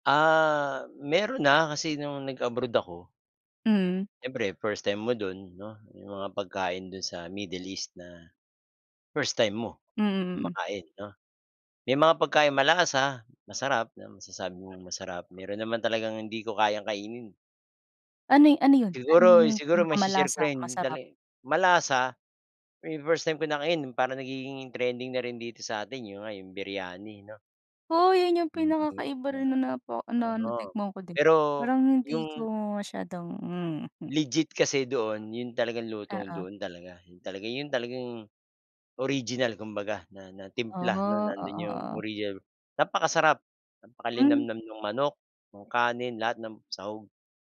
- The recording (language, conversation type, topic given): Filipino, unstructured, Ano ang pinaka-masarap o pinaka-kakaibang pagkain na nasubukan mo?
- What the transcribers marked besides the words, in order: other background noise; in English: "first time"; unintelligible speech